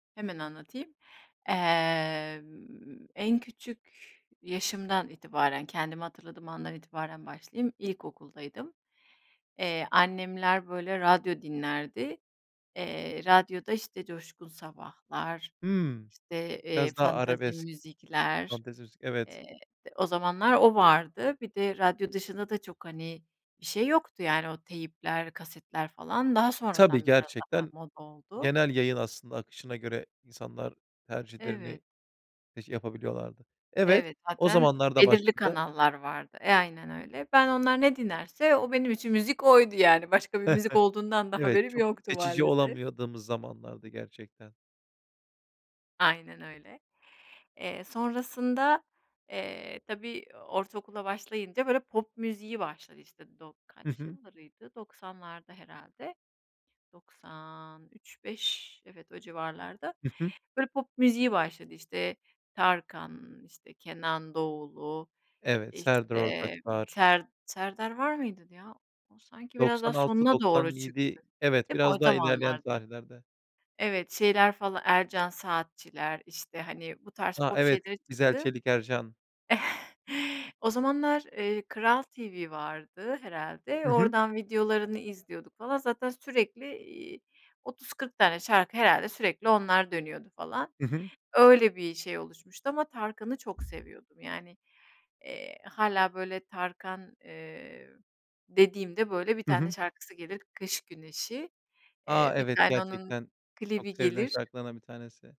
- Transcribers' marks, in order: other background noise; drawn out: "Emm"; unintelligible speech; chuckle; "olamadığımız" said as "olamıyordamız"; tapping; chuckle
- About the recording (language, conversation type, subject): Turkish, podcast, Çevreniz müzik tercihleriniz üzerinde ne kadar etkili oldu?